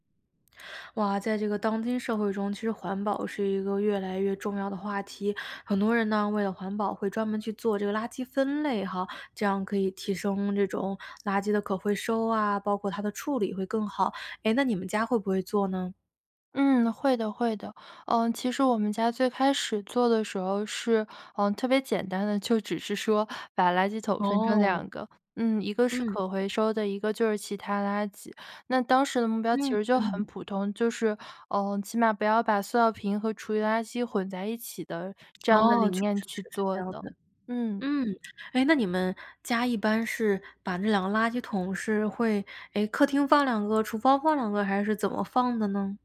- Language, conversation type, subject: Chinese, podcast, 你家是怎么做垃圾分类的？
- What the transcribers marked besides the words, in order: other background noise